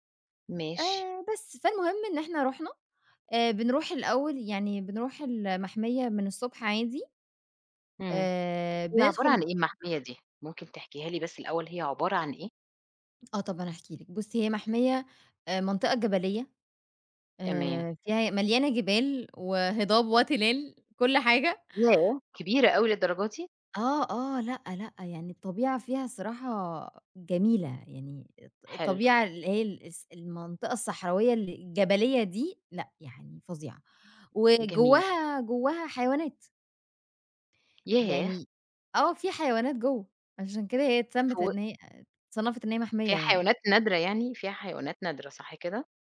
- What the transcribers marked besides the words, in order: tapping
- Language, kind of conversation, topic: Arabic, podcast, إيه أجمل غروب شمس أو شروق شمس شفته وإنت برّه مصر؟